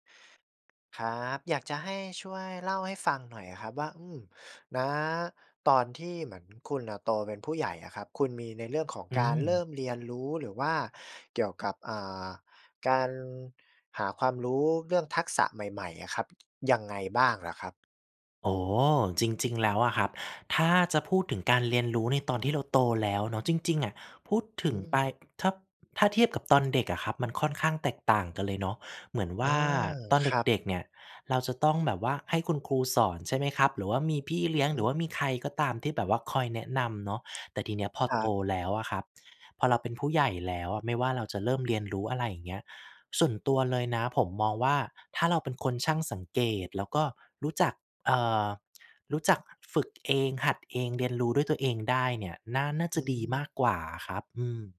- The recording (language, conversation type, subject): Thai, podcast, เริ่มเรียนรู้ทักษะใหม่ตอนเป็นผู้ใหญ่ คุณเริ่มต้นอย่างไร?
- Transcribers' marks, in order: tsk